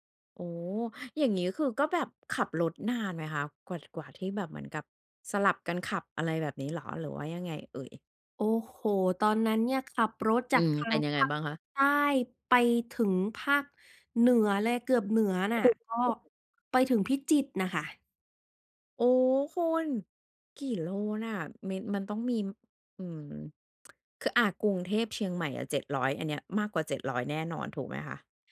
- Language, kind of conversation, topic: Thai, podcast, จะจัดสมดุลงานกับครอบครัวอย่างไรให้ลงตัว?
- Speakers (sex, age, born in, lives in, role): female, 25-29, Thailand, Thailand, guest; female, 40-44, Thailand, Thailand, host
- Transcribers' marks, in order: other background noise